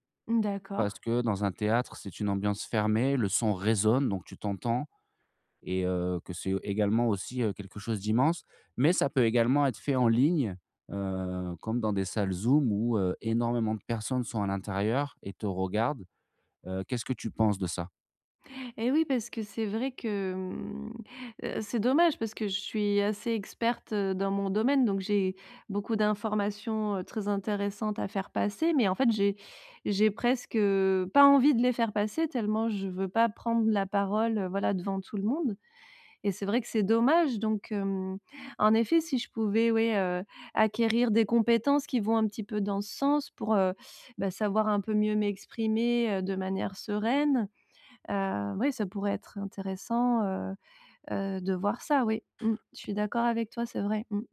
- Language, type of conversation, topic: French, advice, Comment réduire rapidement une montée soudaine de stress au travail ou en public ?
- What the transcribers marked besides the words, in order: stressed: "résonne"; drawn out: "mmh"; tapping